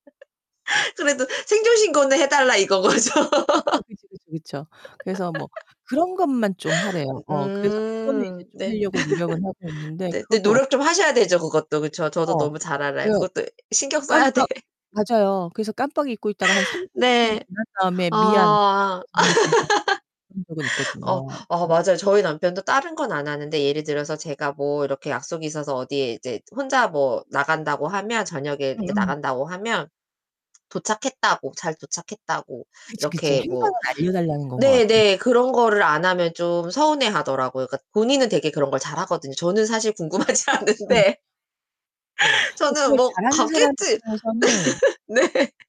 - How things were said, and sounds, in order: laugh; laughing while speaking: "그래도 생존 신고는 해달라 이건 거죠"; laugh; distorted speech; laugh; unintelligible speech; laughing while speaking: "신경 써야 돼"; laugh; unintelligible speech; lip smack; mechanical hum; other background noise; laughing while speaking: "궁금하지 않은데"; laugh; laughing while speaking: "네"
- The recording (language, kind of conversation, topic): Korean, unstructured, 연인 사이에서는 사생활을 어디까지 인정해야 할까요?